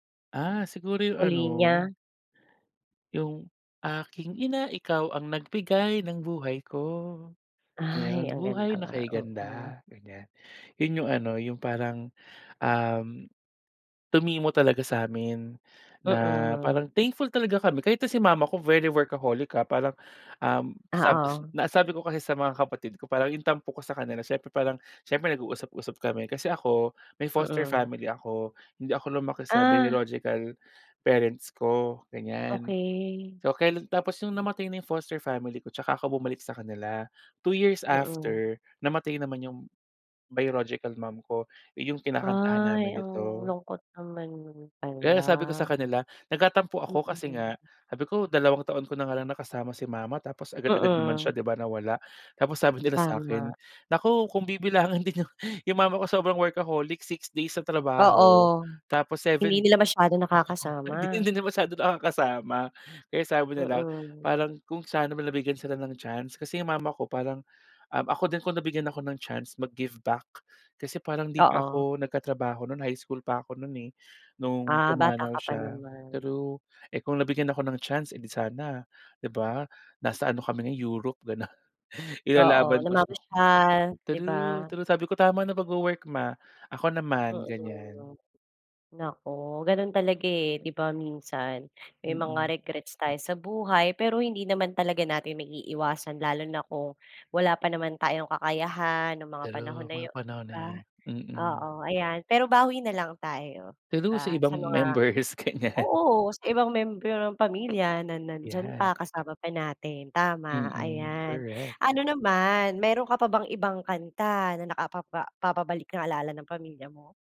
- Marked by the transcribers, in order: other background noise; singing: "aking ina, ikaw ang nag-bigay ng buhay ko"; singing: "buhay na kay ganda"; laughing while speaking: "bibilangan din yung"; tapping; laughing while speaking: "oo, hindi na masyado nakakasama"; laughing while speaking: "gano'n"; laughing while speaking: "members ganyan"
- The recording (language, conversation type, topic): Filipino, podcast, May kanta ba na agad nagpapabalik sa’yo ng mga alaala ng pamilya mo?